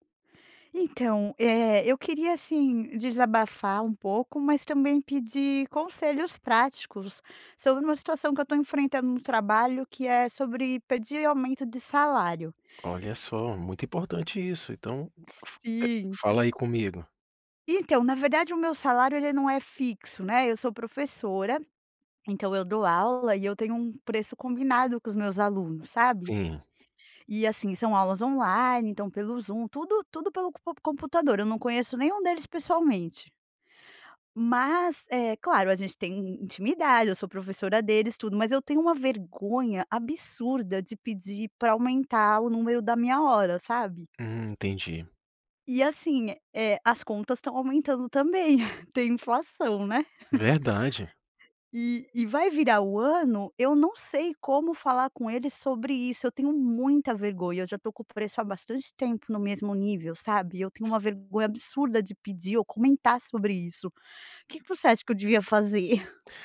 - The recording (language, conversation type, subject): Portuguese, advice, Como posso pedir um aumento de salário?
- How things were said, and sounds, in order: tapping; chuckle; giggle